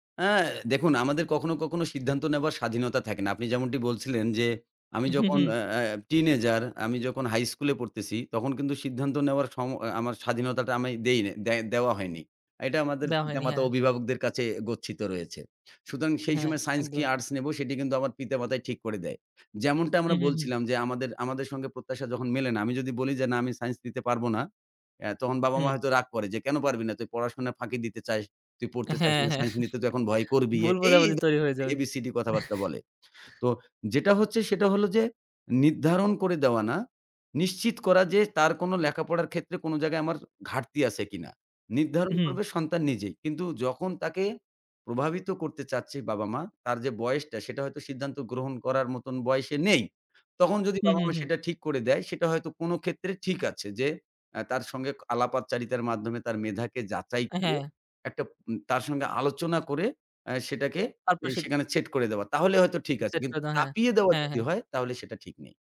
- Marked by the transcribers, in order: chuckle; in English: "teenager"; in English: "high school"; "সময-" said as "সময়"; in English: "science"; in English: "arts"; "দিতে" said as "নিতে"; laugh; laughing while speaking: "ভুল বোঝাবুঝি তৈরি হয়ে যাবে"; chuckle; other background noise; "সিদ" said as "তার পাশে"
- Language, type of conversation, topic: Bengali, podcast, শিক্ষা ও ক্যারিয়ার নিয়ে বাবা-মায়ের প্রত্যাশা ভিন্ন হলে পরিবারে কী ঘটে?